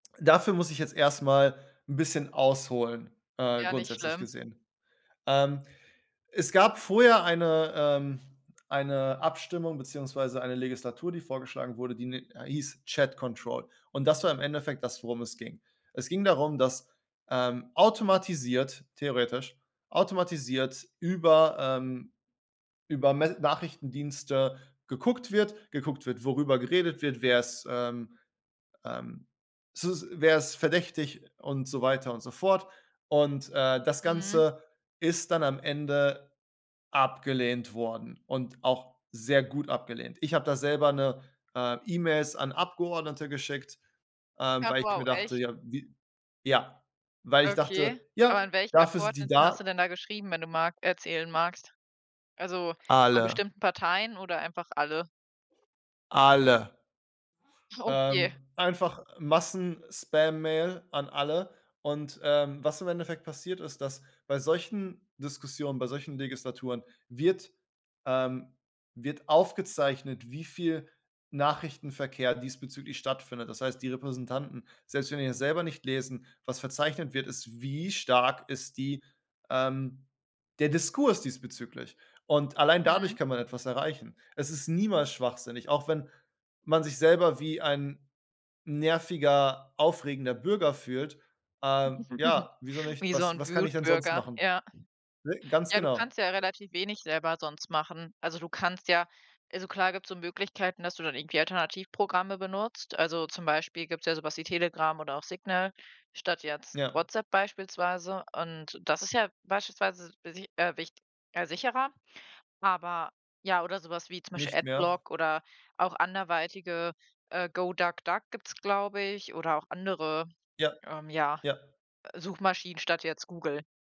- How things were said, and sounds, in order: stressed: "abgelehnt"; surprised: "Ach wow, echt?"; other background noise; angry: "Alle"; angry: "Alle"; laughing while speaking: "Okay"; stressed: "Wie"; chuckle
- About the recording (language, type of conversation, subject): German, podcast, Wie kontrollierst du deine digitalen Spuren?